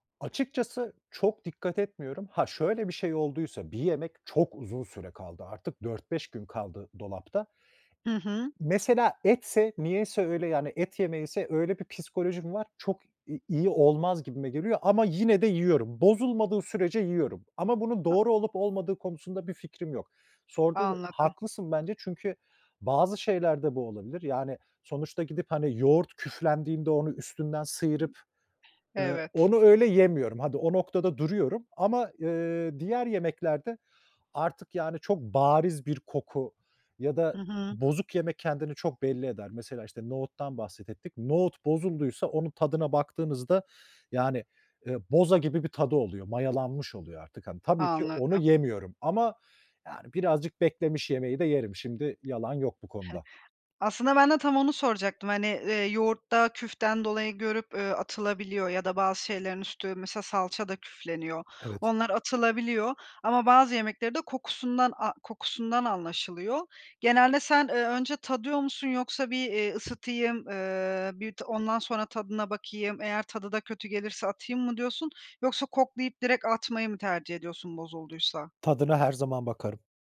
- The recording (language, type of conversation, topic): Turkish, podcast, Artan yemekleri yaratıcı şekilde değerlendirmek için hangi taktikleri kullanıyorsun?
- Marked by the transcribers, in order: unintelligible speech; other background noise; tapping; chuckle; lip smack